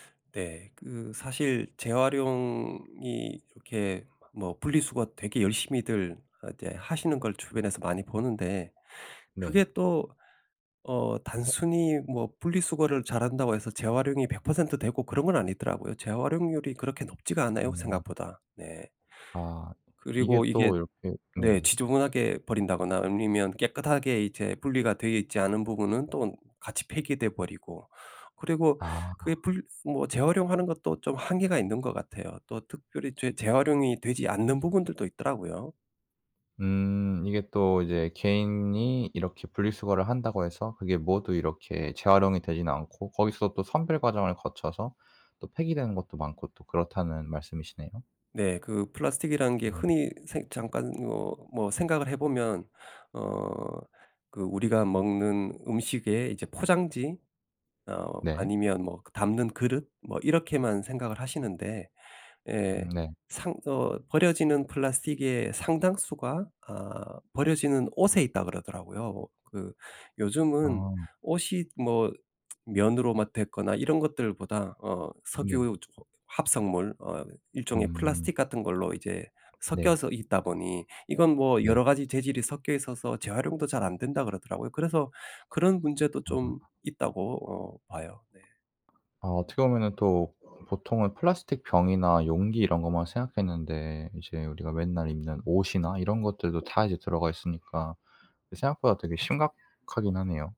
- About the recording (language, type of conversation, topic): Korean, podcast, 플라스틱 쓰레기 문제, 어떻게 해결할 수 있을까?
- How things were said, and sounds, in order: other background noise